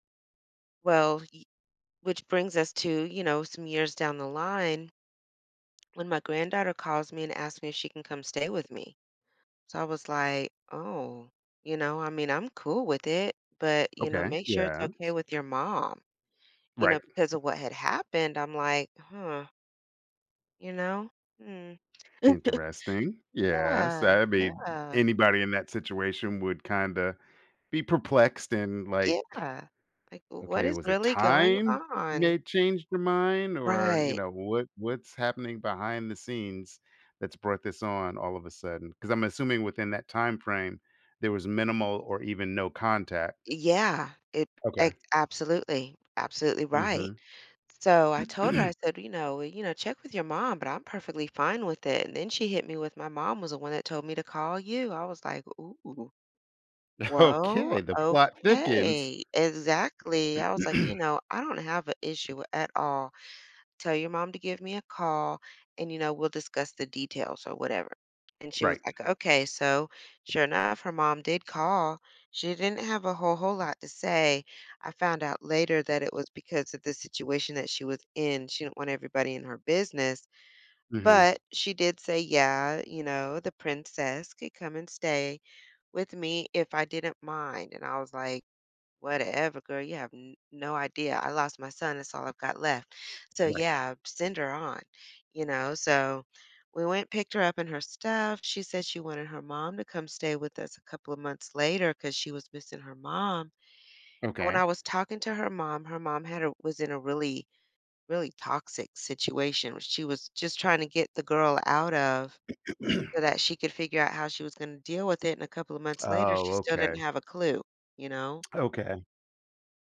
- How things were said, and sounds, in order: chuckle; throat clearing; laughing while speaking: "Okay"; other background noise; throat clearing; tapping; throat clearing; tsk
- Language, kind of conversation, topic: English, advice, How can I stop a friend from taking advantage of my help?